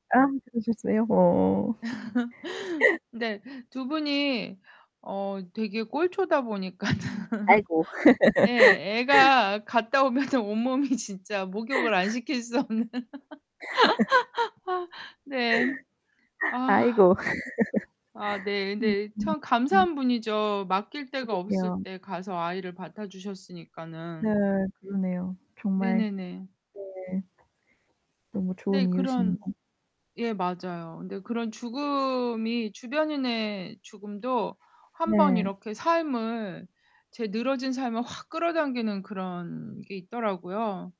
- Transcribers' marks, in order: static; distorted speech; laugh; laughing while speaking: "보니까는"; laugh; laughing while speaking: "애가 갔다 오면은 온몸이 진짜 목욕을 안 시킬 수 없는"; laugh; laugh; other background noise
- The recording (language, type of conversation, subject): Korean, unstructured, 어떤 순간에 삶의 소중함을 느끼시나요?